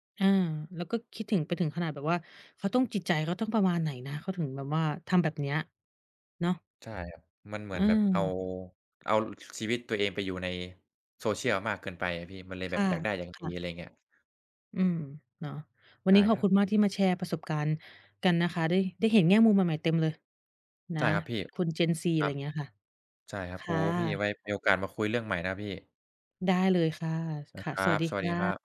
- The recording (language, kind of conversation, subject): Thai, unstructured, การใช้เทคโนโลยีส่งผลต่อความสัมพันธ์ของผู้คนในสังคมอย่างไร?
- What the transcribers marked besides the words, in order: tapping